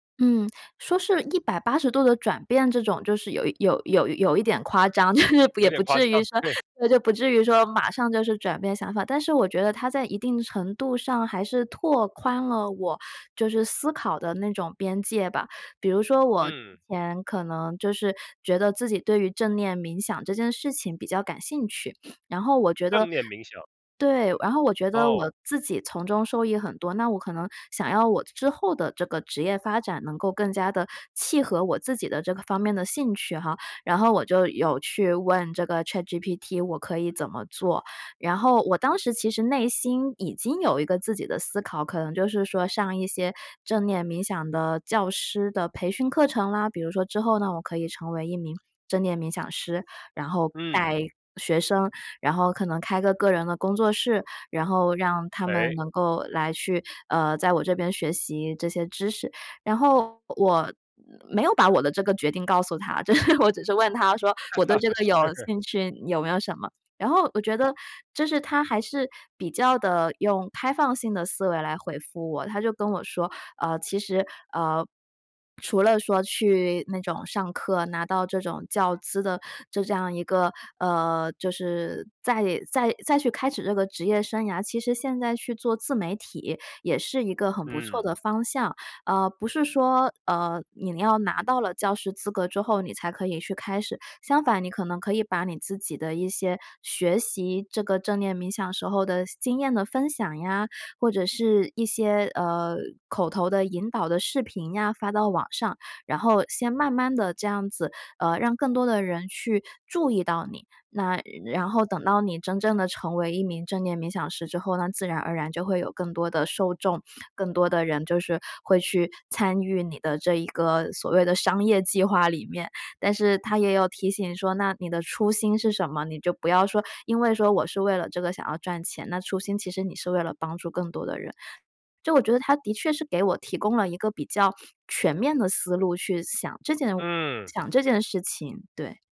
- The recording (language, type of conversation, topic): Chinese, podcast, 你怎么看人工智能帮我们做决定这件事？
- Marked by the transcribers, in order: laugh; laughing while speaking: "夸张，对"; laughing while speaking: "就是"; other noise; other background noise; laugh; laughing while speaking: "就是"; laugh; laughing while speaking: "是"